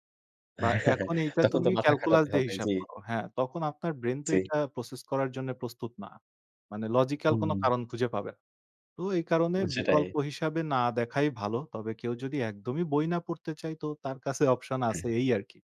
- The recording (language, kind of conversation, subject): Bengali, podcast, বই পড়ার অভ্যাস সহজভাবে কীভাবে গড়ে তোলা যায়?
- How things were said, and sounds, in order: chuckle; in English: "calculus"; in English: "process"; in English: "logical"